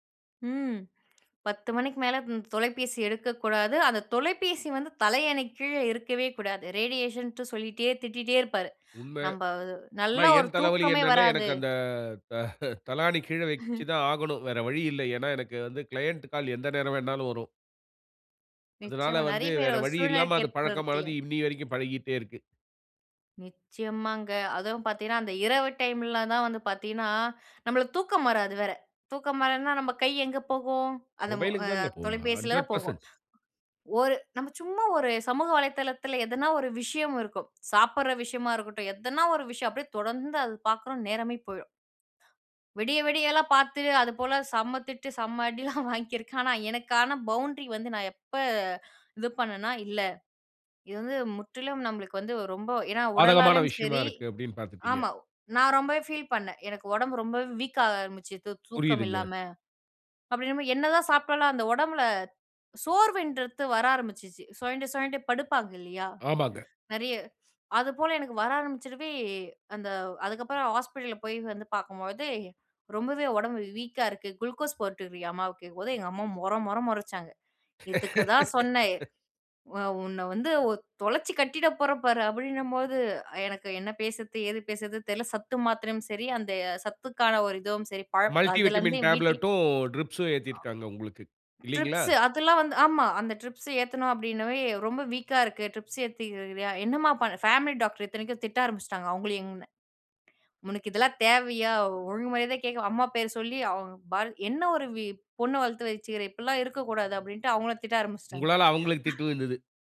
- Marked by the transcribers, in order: tongue click; in English: "ரேடியேஷன்ட்டு"; chuckle; chuckle; in English: "கிளையன்ட்"; other noise; chuckle; in English: "பவுண்ட்ரி"; in English: "குளுக்கோஸ்"; angry: "இதுக்கு தான் சொன்னேன் உ உன்ன வந்து ஒ தொலைச்சு கட்டிடப் போறேன்"; laugh; in English: "ட்ரிப்ஸ்"; in English: "மல்டி விட்டமின் டேப்லெட்டும், ட்ரிப்ஸ்சும்"; in English: "ட்ரிப்ஸ்"; in English: "ட்ரிப்ஸ்"; tongue click; breath; chuckle
- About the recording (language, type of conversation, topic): Tamil, podcast, நள்ளிரவிலும் குடும்ப நேரத்திலும் நீங்கள் தொலைபேசியை ஓரமாக வைத்து விடுவீர்களா, இல்லையெனில் ஏன்?